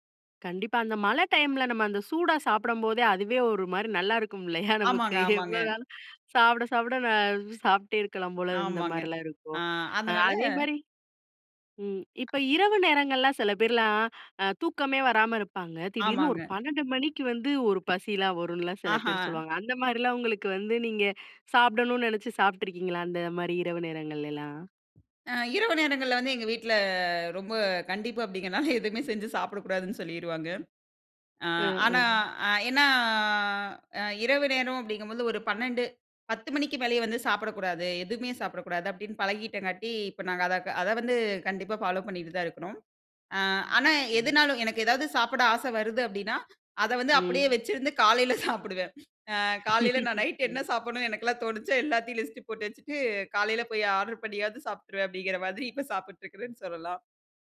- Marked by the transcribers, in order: laughing while speaking: "நமக்கு"; other background noise; tapping; laughing while speaking: "எதுமே சாப்பிடக்கூடாது. அப்டின்னு பழகிட்டங்காட்டி, இப்ப … இப்போ சாப்பிட்ருக்றேன்னு சொல்லலாம்"; in English: "ஃபாலோ"; laugh
- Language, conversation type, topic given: Tamil, podcast, பசியா அல்லது உணவுக்கான ஆசையா என்பதை எப்படி உணர்வது?